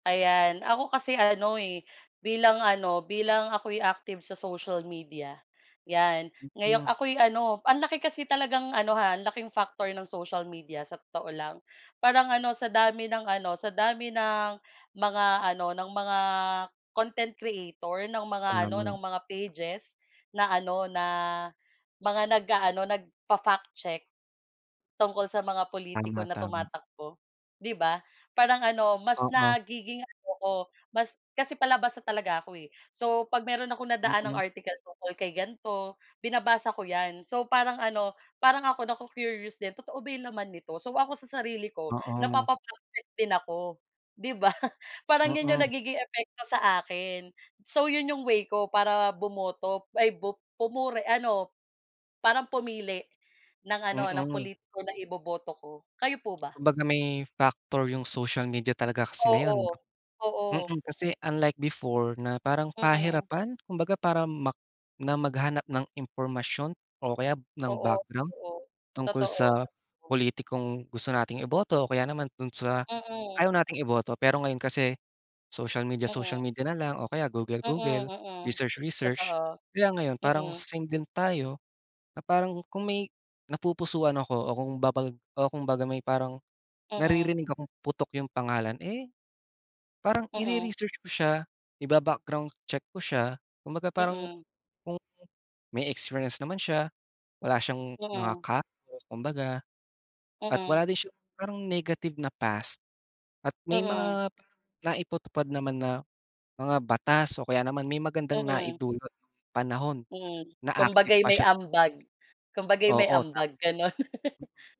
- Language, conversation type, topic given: Filipino, unstructured, Paano mo nakikita ang epekto ng eleksyon sa pagbabago ng bansa?
- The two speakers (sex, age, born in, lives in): female, 25-29, Philippines, Philippines; male, 20-24, Philippines, Philippines
- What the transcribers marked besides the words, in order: tapping; laugh